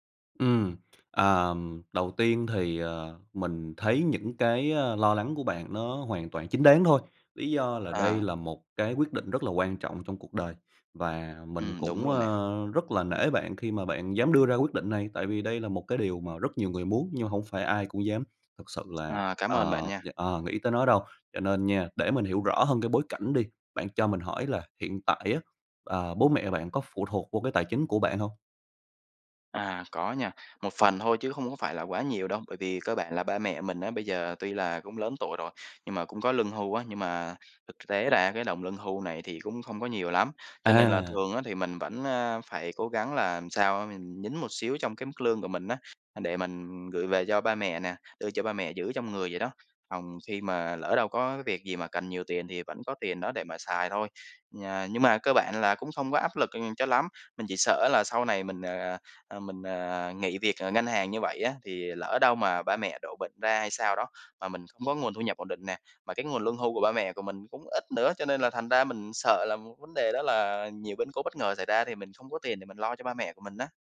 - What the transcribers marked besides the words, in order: tapping
- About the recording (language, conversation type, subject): Vietnamese, advice, Bạn đang cảm thấy áp lực như thế nào khi phải cân bằng giữa gia đình và việc khởi nghiệp?